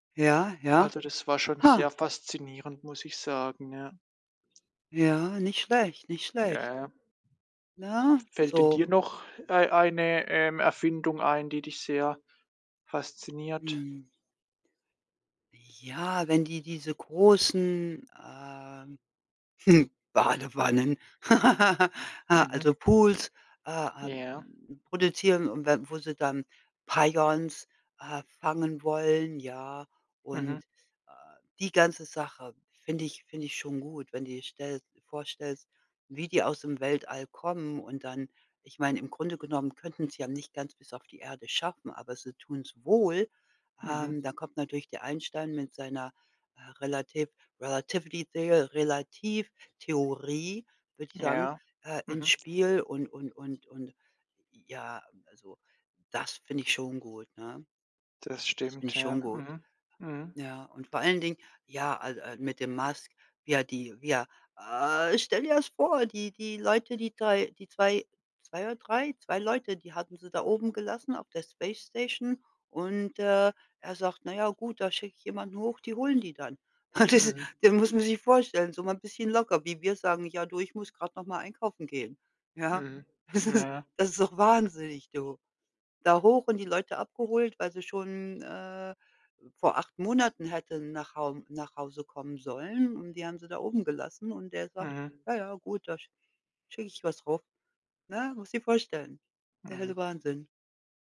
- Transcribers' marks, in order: chuckle; put-on voice: "Badewannen"; laugh; unintelligible speech; in English: "relativity theo"; other background noise; chuckle; laughing while speaking: "Das"; laughing while speaking: "ja? Das ist"
- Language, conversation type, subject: German, unstructured, Was fasziniert dich an neuen Erfindungen?